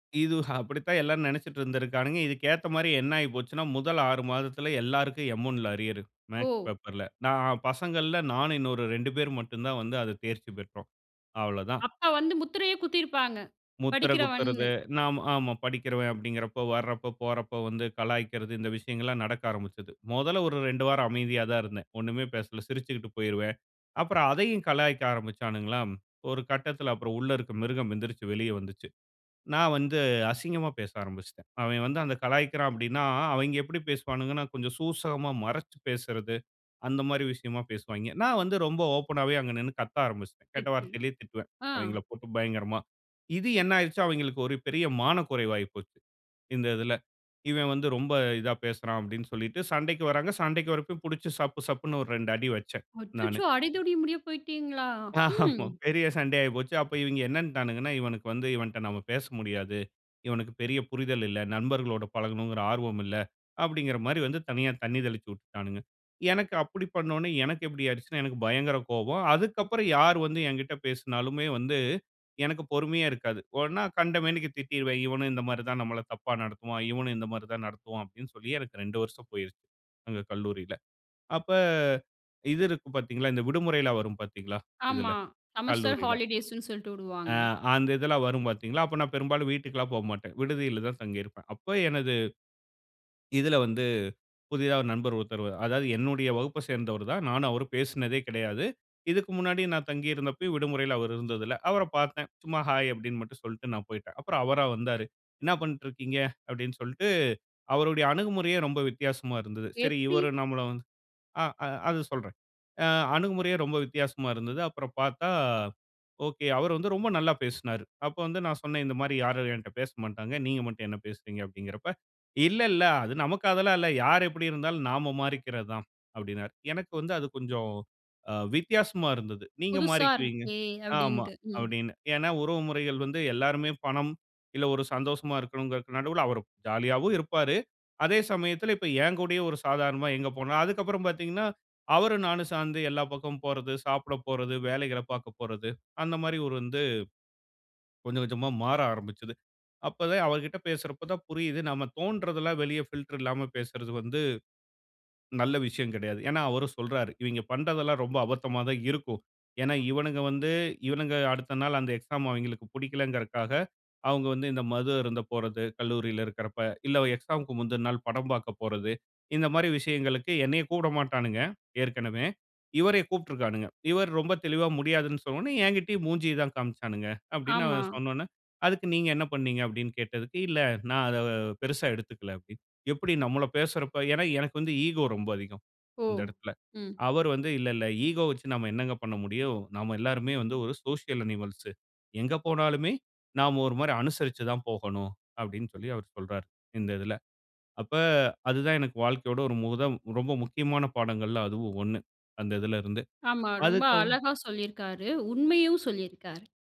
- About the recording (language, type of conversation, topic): Tamil, podcast, வெளிப்படையாகப் பேசினால் உறவுகள் பாதிக்கப் போகும் என்ற அச்சம் உங்களுக்கு இருக்கிறதா?
- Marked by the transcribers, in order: chuckle; other background noise; "அச்சோ" said as "அச்சு"; laughing while speaking: "ஆமா. பெரிய சண்டை"; "விட்டுட்டாணுங்க" said as "வுட்டுட்டாணுங்க"; "உடனே" said as "ஓடன"; drawn out: "அப்ப"; in English: "செமஸ்டர் ஹாலிடேஸ்"; "விடுவாங்க" said as "வுடுவாங்க"; "சேர்ந்து" said as "சார்ந்து"; in English: "சோசியல் அனிமல்ஸ்"; "அழகா" said as "அலகா"